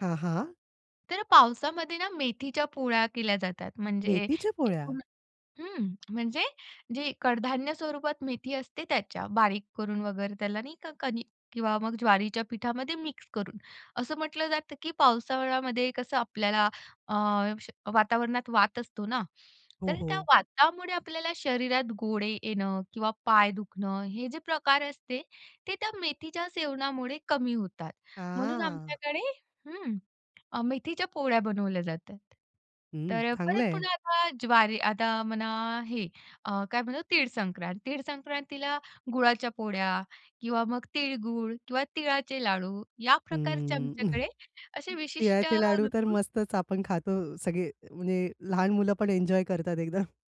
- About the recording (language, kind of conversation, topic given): Marathi, podcast, विशेष सणांमध्ये कोणते अन्न आवर्जून बनवले जाते आणि त्यामागचे कारण काय असते?
- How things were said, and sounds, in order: surprised: "मेथीच्या पोळ्या?"; tapping; other background noise; drawn out: "हां"; chuckle; laughing while speaking: "एकदम"